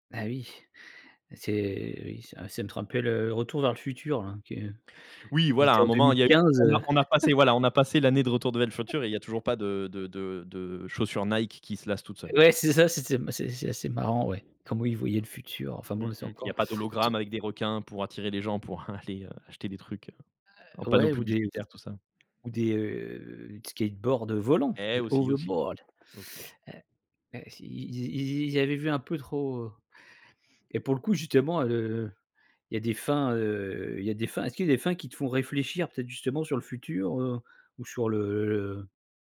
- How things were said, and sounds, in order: unintelligible speech; chuckle; other background noise; laughing while speaking: "aller"; put-on voice: "overboards"
- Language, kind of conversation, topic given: French, podcast, Quels éléments font, selon toi, une fin de film réussie ?